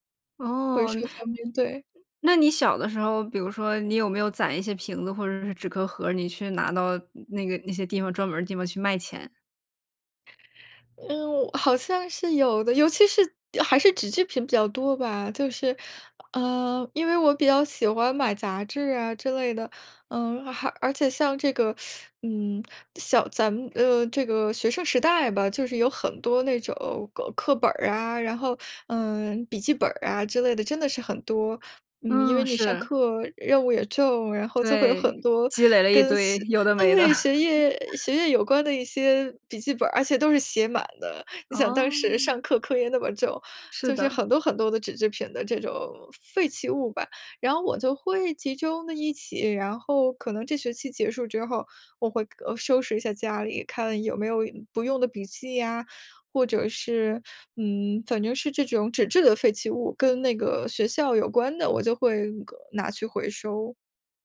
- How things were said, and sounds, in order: teeth sucking; chuckle
- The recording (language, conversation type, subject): Chinese, podcast, 垃圾分类给你的日常生活带来了哪些变化？
- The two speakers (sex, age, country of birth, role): female, 30-34, China, host; female, 35-39, China, guest